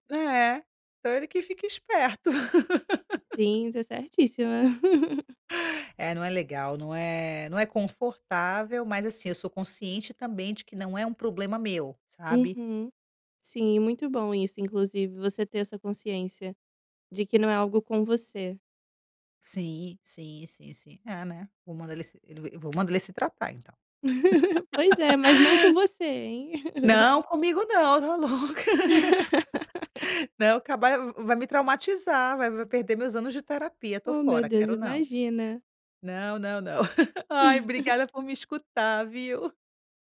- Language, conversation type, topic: Portuguese, advice, Como posso conversar sobre saúde mental com alguém próximo?
- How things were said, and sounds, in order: tapping; laugh; laugh; laugh